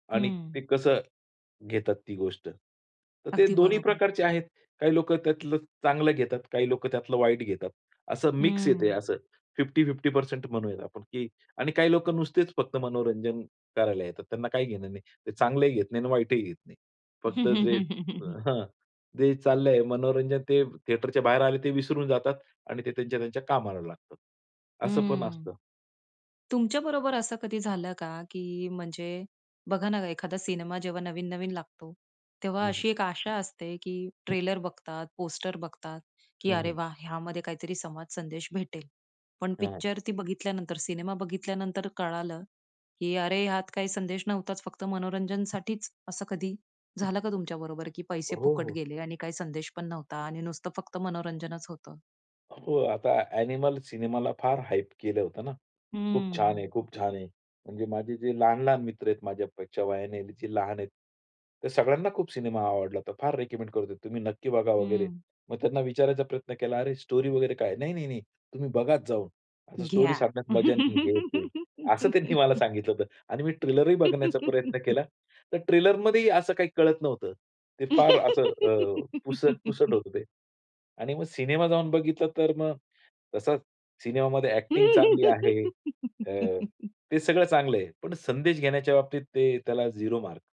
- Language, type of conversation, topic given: Marathi, podcast, सिनेमाने समाजाला संदेश द्यावा की फक्त मनोरंजन करावे?
- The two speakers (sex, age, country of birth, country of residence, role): female, 35-39, India, United States, host; male, 50-54, India, India, guest
- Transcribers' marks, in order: tapping; other background noise; in English: "फिफ्टी फिफ्टी पर्सेंट"; chuckle; in English: "हाईप"; in English: "स्टोरी"; in English: "स्टोरी"; laugh; laugh; laugh; in English: "अ‍ॅक्टिंग"